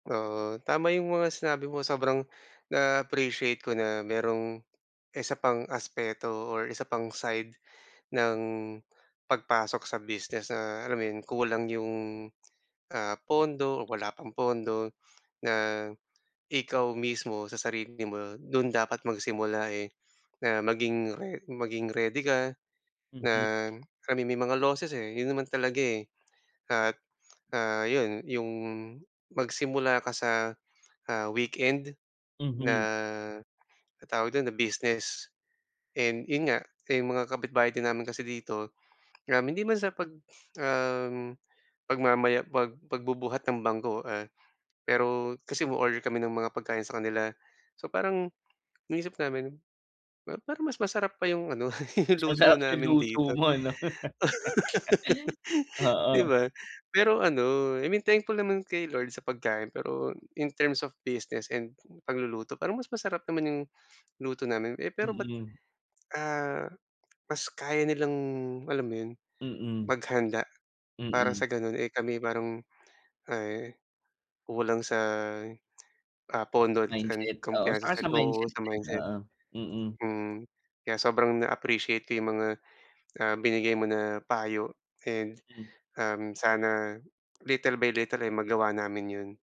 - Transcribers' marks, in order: gasp; in English: "na-appreciate"; other background noise; gasp; gasp; gasp; in English: "I mean"; in English: "losses"; gasp; gasp; other noise; gasp; gasp; gasp; laugh; gasp; laugh; gasp; in English: "I mean thankful"; laugh; in English: "in terms of business and"; gasp; gasp; gasp; gasp; tapping; gasp; gasp; in English: "little by little"
- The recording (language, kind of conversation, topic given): Filipino, advice, Paano ko mapapamahalaan ang limitadong pondo para mapalago ang negosyo?